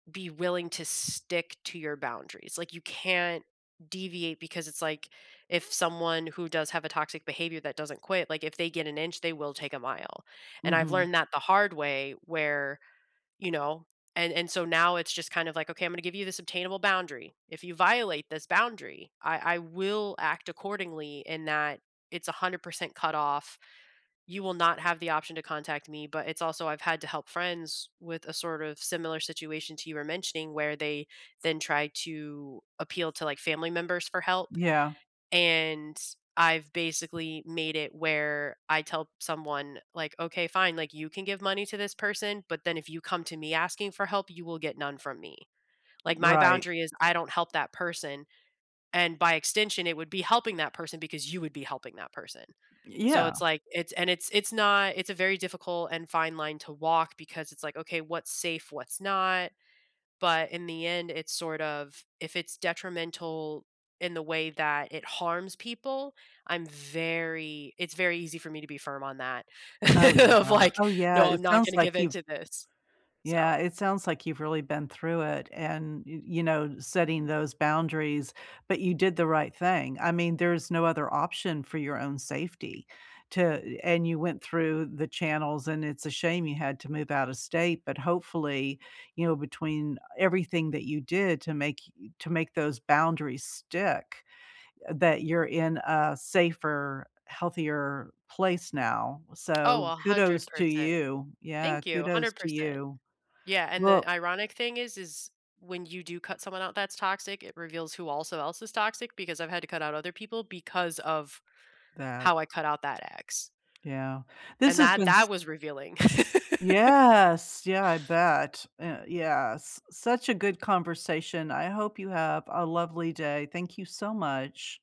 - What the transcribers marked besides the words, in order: other background noise; tapping; laugh; laughing while speaking: "of, like"; tongue click; laugh
- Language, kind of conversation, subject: English, unstructured, Is it okay to cut toxic people out of your life?
- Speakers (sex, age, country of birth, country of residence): female, 35-39, United States, United States; female, 65-69, United States, United States